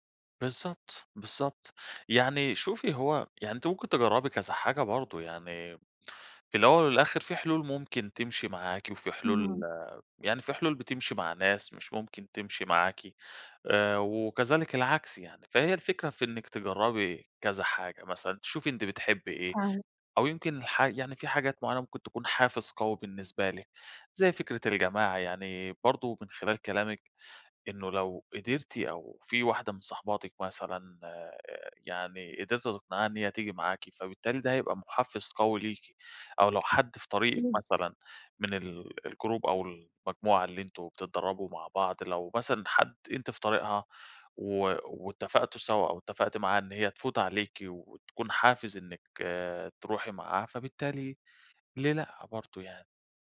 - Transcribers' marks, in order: unintelligible speech; in English: "الجروب"
- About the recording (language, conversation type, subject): Arabic, advice, إزاي أتعامل مع إحساس الذنب بعد ما فوّت تدريبات كتير؟